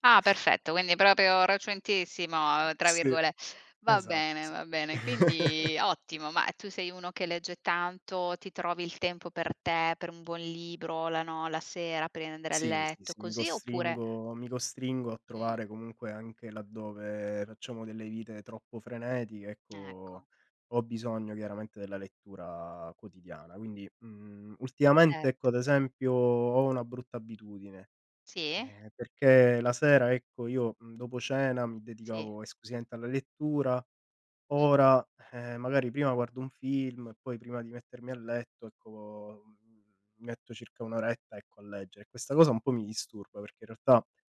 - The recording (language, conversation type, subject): Italian, unstructured, Quali criteri usi per scegliere un buon libro da leggere?
- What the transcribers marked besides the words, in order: other background noise; laugh